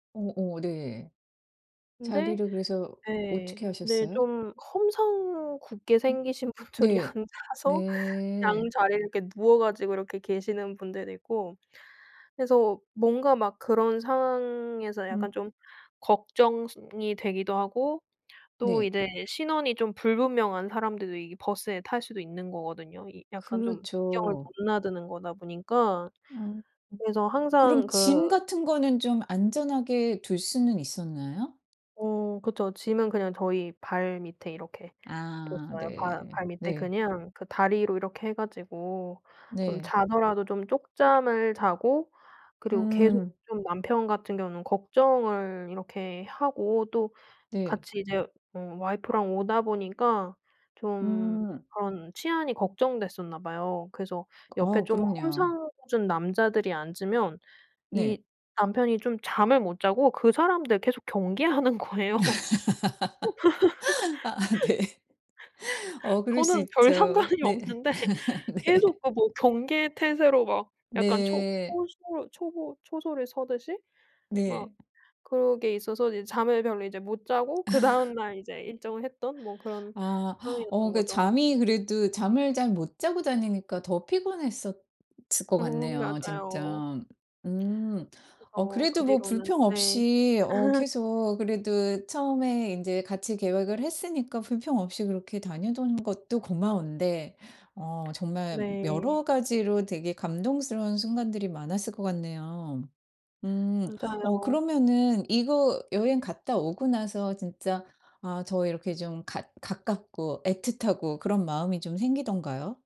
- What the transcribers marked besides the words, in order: laughing while speaking: "분들이 앉아서"; other background noise; laugh; laughing while speaking: "경계하는 거예요"; laughing while speaking: "아 네"; laugh; laughing while speaking: "별 상관이 없는데"; laugh; laughing while speaking: "네"; laugh; laugh; laugh; "다니던" said as "다녀던"; tapping
- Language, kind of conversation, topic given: Korean, podcast, 함께 고생하면서 더 가까워졌던 기억이 있나요?